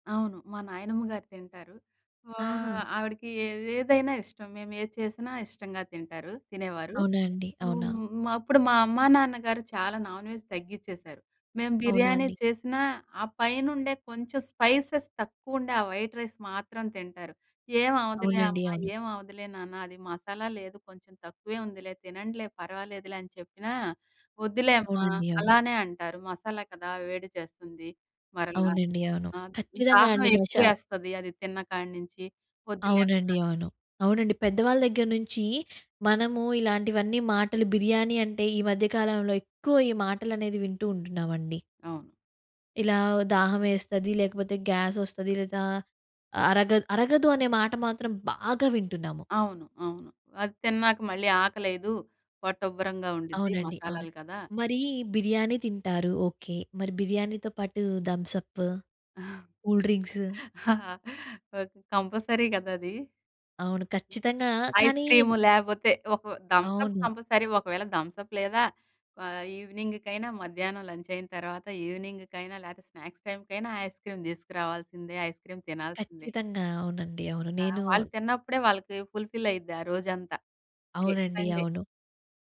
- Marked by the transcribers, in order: in English: "నాన్‍వెజ్"; in English: "స్పైసెస్"; in English: "వైట్ రైస్"; other background noise; in English: "కూల్ డ్రింక్స్?"; chuckle; in English: "కంపల్సరీ"; in English: "ఐస్‌క్రీమ్"; in English: "కంపల్సరీ"; in English: "లంచ్"; in English: "స్నాక్స్"; in English: "ఐస్‌క్రీమ్"; in English: "ఐస్‌క్రీమ్"; in English: "ఫుల్‌ఫిల్"; in English: "డే సండే"
- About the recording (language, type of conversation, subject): Telugu, podcast, రుచికరమైన స్మృతులు ఏ వంటకంతో ముడిపడ్డాయి?